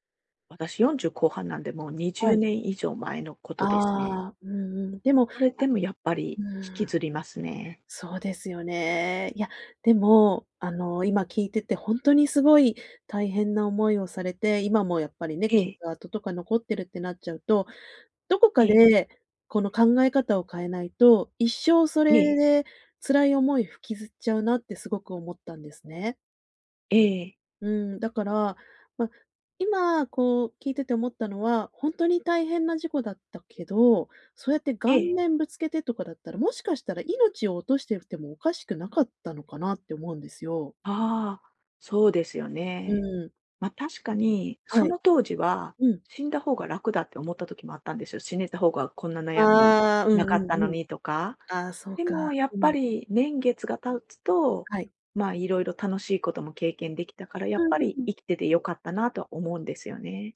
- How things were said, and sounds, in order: other noise
- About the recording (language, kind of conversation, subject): Japanese, advice, 過去の失敗を引きずって自己否定が続くのはなぜですか？